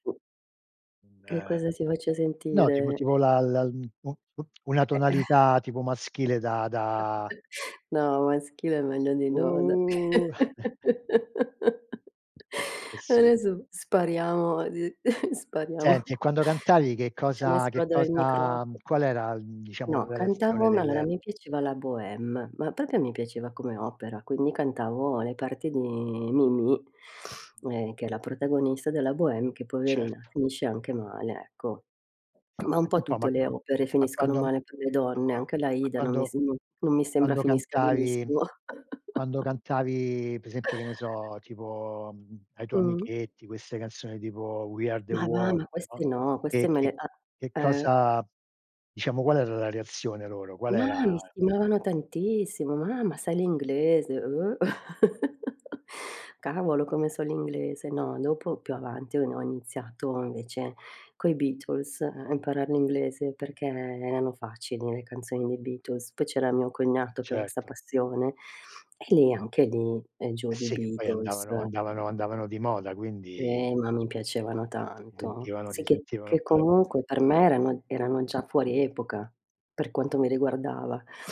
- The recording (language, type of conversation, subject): Italian, unstructured, Quale canzone ti riporta subito ai tempi della scuola?
- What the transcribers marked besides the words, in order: other background noise; chuckle; laugh; drawn out: "Oh!"; chuckle; laugh; laughing while speaking: "Adesso spariamo, d spariamo"; "proprio" said as "propio"; tapping; other noise; laugh; laugh; unintelligible speech; unintelligible speech